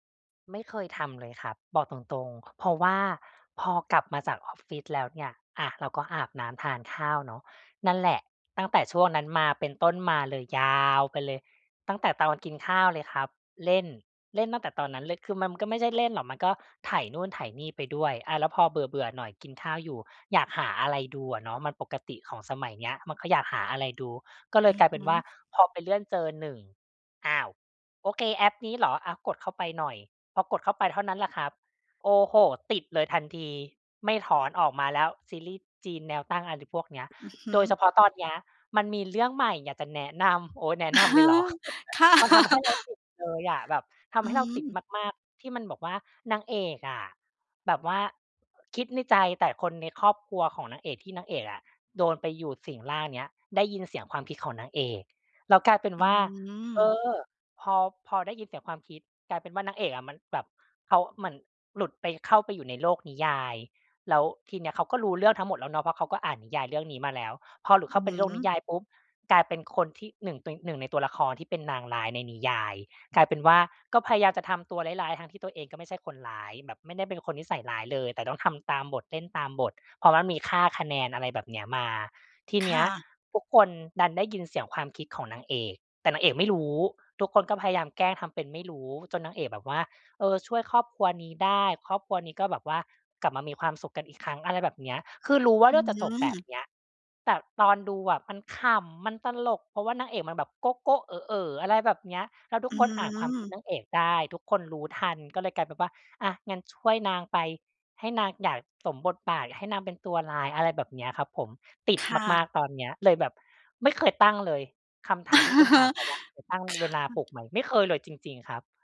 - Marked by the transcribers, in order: laughing while speaking: "แนะนำ โอ๊ย ! แนะนำเลยเหรอ"; chuckle; laughing while speaking: "อะฮะ ค่ะ"; chuckle; unintelligible speech
- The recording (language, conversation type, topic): Thai, advice, อยากตั้งกิจวัตรก่อนนอนแต่จบลงด้วยจ้องหน้าจอ